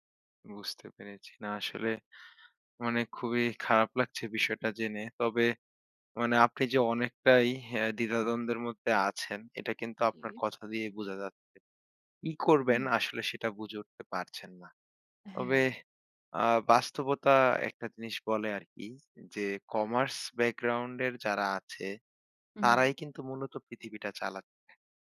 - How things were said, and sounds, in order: none
- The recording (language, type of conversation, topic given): Bengali, advice, জীবনে স্থায়ী লক্ষ্য না পেয়ে কেন উদ্দেশ্যহীনতা অনুভব করছেন?